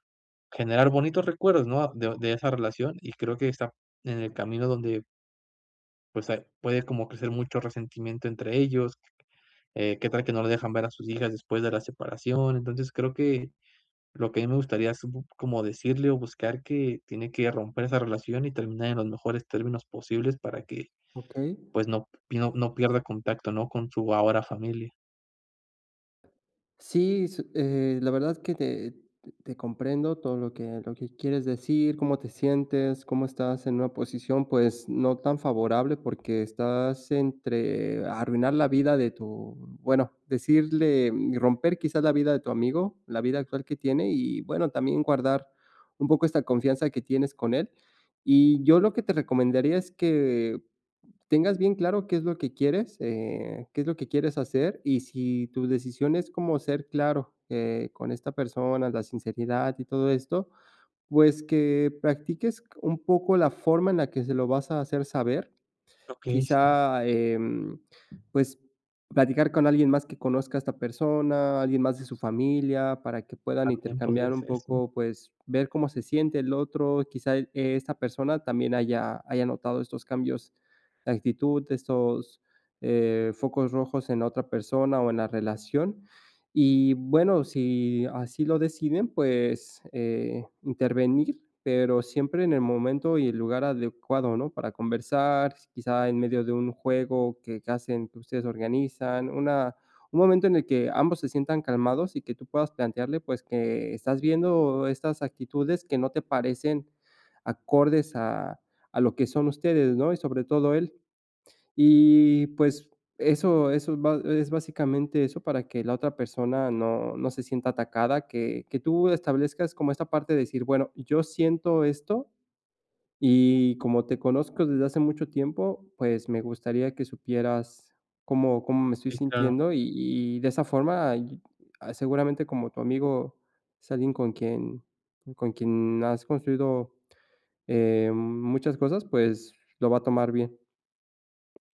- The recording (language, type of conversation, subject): Spanish, advice, ¿Cómo puedo expresar mis sentimientos con honestidad a mi amigo sin que terminemos peleando?
- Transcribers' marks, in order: tapping